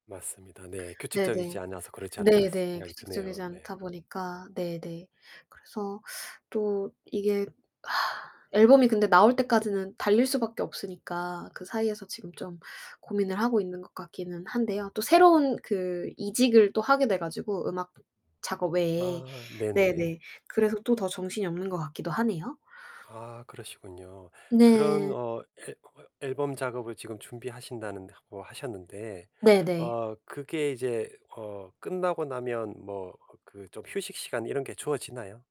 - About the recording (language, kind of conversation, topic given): Korean, advice, 일과 피로로 창작할 에너지가 부족할 때 어떻게 해야 하나요?
- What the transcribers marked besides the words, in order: sigh; other noise; inhale